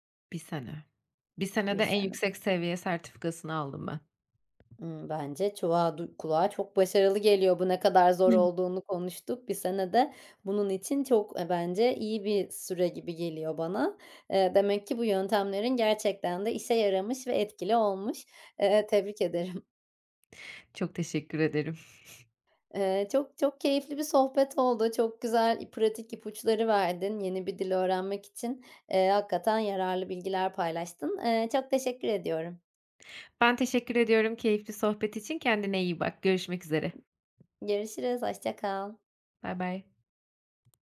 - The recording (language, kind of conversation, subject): Turkish, podcast, Kendi kendine öğrenmeyi nasıl öğrendin, ipuçların neler?
- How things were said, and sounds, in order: tapping; unintelligible speech; giggle; other background noise